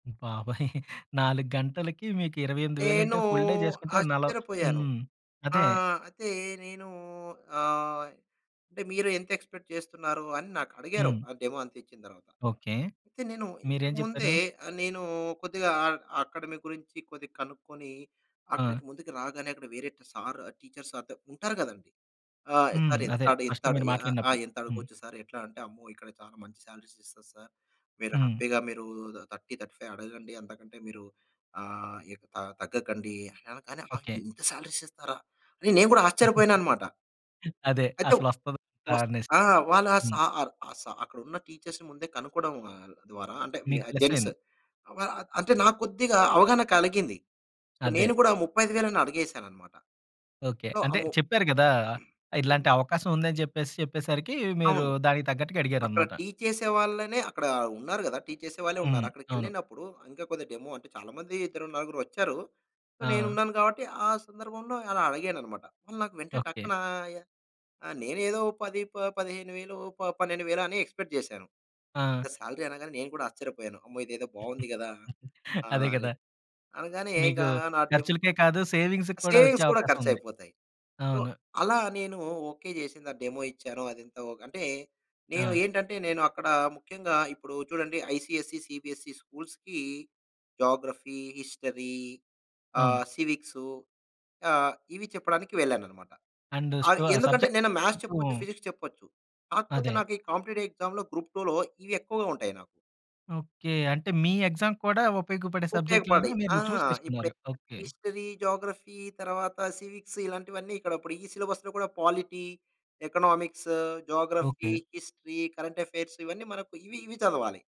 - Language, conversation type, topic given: Telugu, podcast, మొదటి ఉద్యోగం గురించి నీ అనుభవం ఎలా ఉంది?
- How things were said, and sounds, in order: chuckle; drawn out: "నేను"; in English: "ఫుల్ డే"; in English: "ఎక్స్‌పెక్ట్"; in English: "టీచర్స్"; in English: "ఫస్ట్"; in English: "సాలరీస్"; in English: "హ్యాపీగా"; in English: "థర్టీ, థర్టీ ఫైవ్"; in English: "సాలరీస్"; chuckle; in English: "టీచర్స్‌ని"; in English: "జెంట్స్"; in English: "సో"; throat clearing; in English: "డెమో"; in English: "సో"; in English: "ఎక్స్‌పెక్ట్"; in English: "సాలరీ"; chuckle; in English: "డెమో"; in English: "సేవింగ్స్‌కి"; in English: "సేవింగ్స్"; in English: "సో"; in English: "డెమో"; in English: "ఐసీఎస్సీ, సీబీఎస్సీ"; in English: "జాగ్రఫీ, హిస్టరీ"; in English: "మ్యాథ్స్"; in English: "అండ్"; in English: "ఫిజిక్స్"; in English: "సబ్జెక్ట్"; in English: "కాంపిటీటివ్ ఎక్సామ్‌లో"; in English: "ఎక్సామ్"; in English: "చూజ్"; in English: "హిస్టరీ, జాగ్రఫీ"; in English: "సివిక్స్"; in English: "సిలబస్‌లో"; in English: "జాగ్రఫీ, హిస్టరీ, కరెంట్ అఫెయిర్స్"